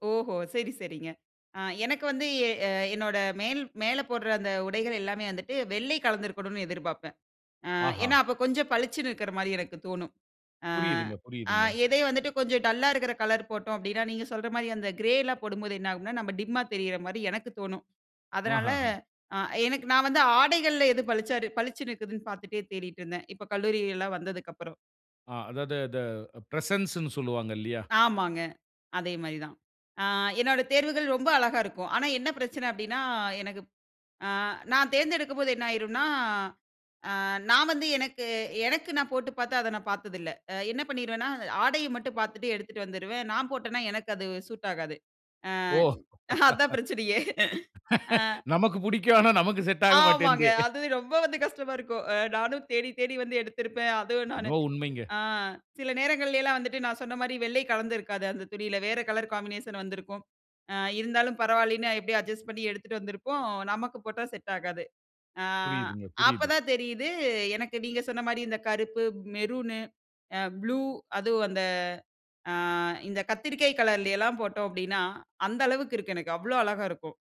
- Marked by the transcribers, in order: in English: "பிரசன்ஸ்னு"; laughing while speaking: "நமக்கு பிடிக்கும். ஆனா, நமக்கு செட் ஆக மாட்டேங்குது"; in English: "சூட்"; chuckle; laughing while speaking: "ஆமாங்க அது ரொம்ப வந்து கஷ்டமா இருக்கும். அ நானும் தேடி தேடி வந்து எடுத்திருப்பேன்"; unintelligible speech; in English: "அட்ஜஸ்ட்"; in English: "செட்"; in English: "மெரூனு, ப்ளூ"
- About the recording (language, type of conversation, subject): Tamil, podcast, மக்களுக்கு பிடித்ததென்றால், நீ அதையே அணிவாயா?